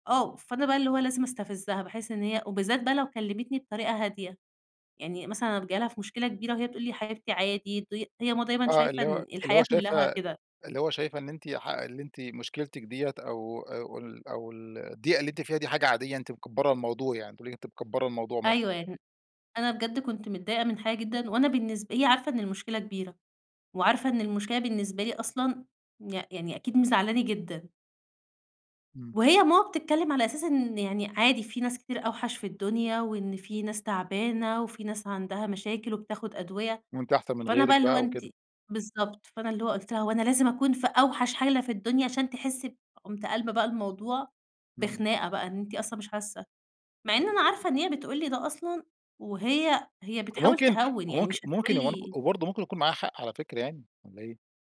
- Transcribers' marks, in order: tapping
- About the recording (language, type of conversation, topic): Arabic, podcast, إزاي بتتكلم مع أهلك لما بتكون مضايق؟